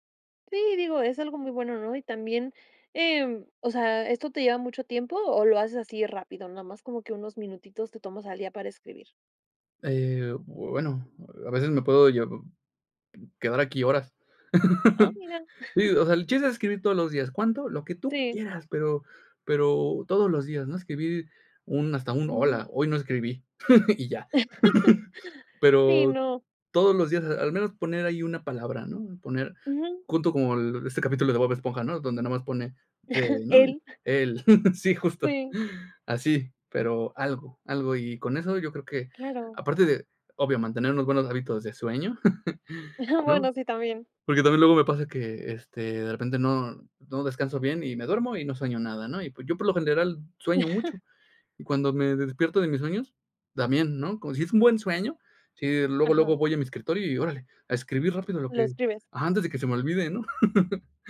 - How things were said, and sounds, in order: laugh; chuckle; chuckle; laugh; laugh; chuckle; chuckle; chuckle; chuckle; laugh
- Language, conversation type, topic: Spanish, podcast, ¿Qué hábitos te ayudan a mantener la creatividad día a día?